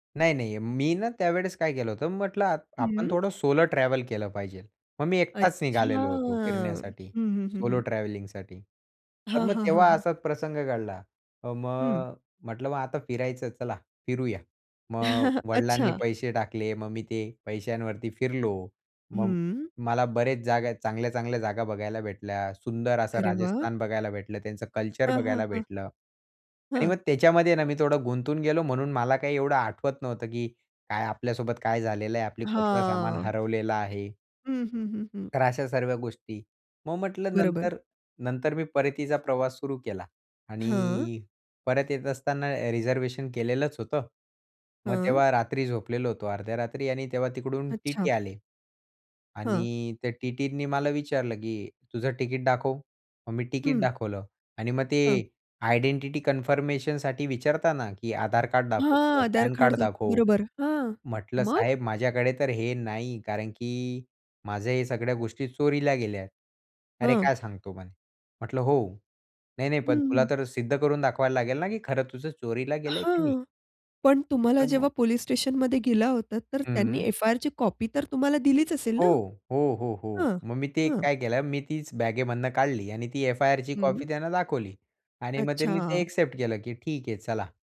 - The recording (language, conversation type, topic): Marathi, podcast, तुमच्या प्रवासात कधी तुमचं सामान हरवलं आहे का?
- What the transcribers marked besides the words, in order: "पाहिजे" said as "पाहिजेल"; tapping; chuckle; other background noise; unintelligible speech